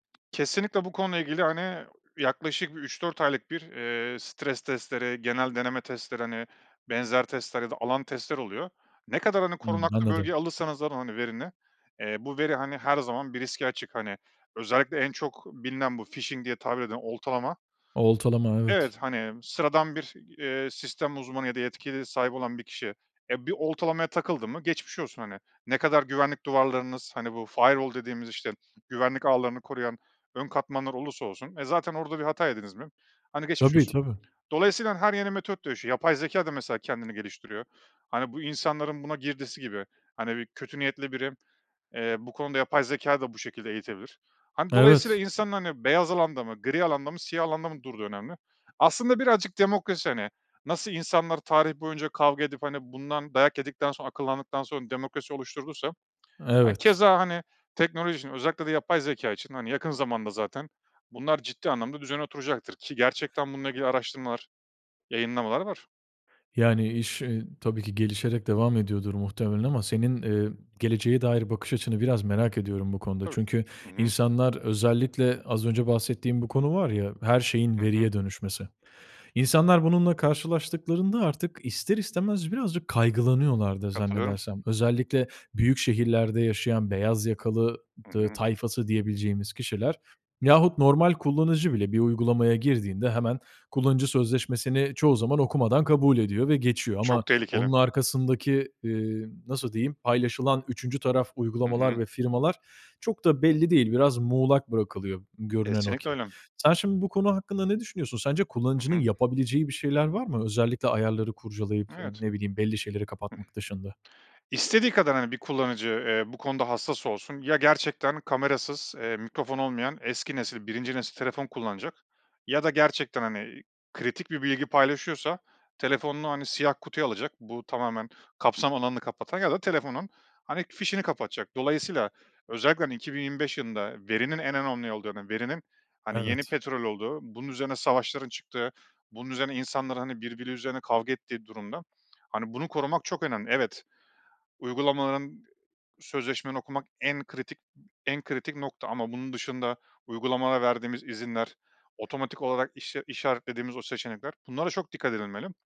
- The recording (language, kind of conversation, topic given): Turkish, podcast, Yeni bir teknolojiyi denemeye karar verirken nelere dikkat ediyorsun?
- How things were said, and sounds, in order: other background noise; in English: "phishing"; in English: "firewall"; tapping